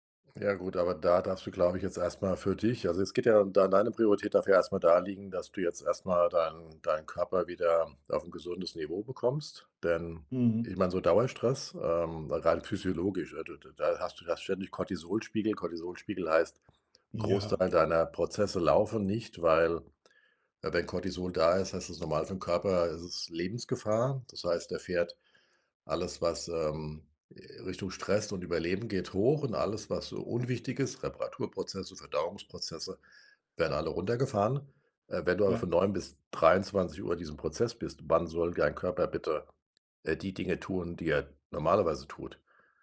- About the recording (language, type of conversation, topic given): German, advice, Wie äußern sich bei dir Burnout-Symptome durch lange Arbeitszeiten und Gründerstress?
- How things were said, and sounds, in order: none